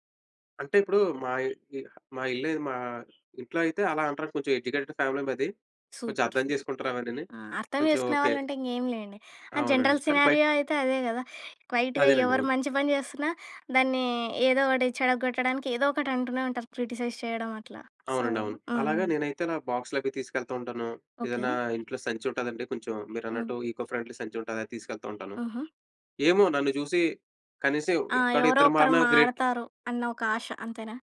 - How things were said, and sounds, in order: in English: "ఎడ్యుకేటెడ్ ఫ్యామిలీ"; in English: "సూపర్. సూపర్"; in English: "జనరల్ సినారియో"; in English: "క్వైట్‌గా"; in English: "క్రిటిసైజ్"; in English: "సో"; in English: "ఈకో ఫ్రెండ్లీ"; in English: "గ్రేట్"
- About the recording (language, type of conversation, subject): Telugu, podcast, ప్లాస్టిక్ వినియోగం తగ్గించేందుకు ఏ చిన్న మార్పులు చేయవచ్చు?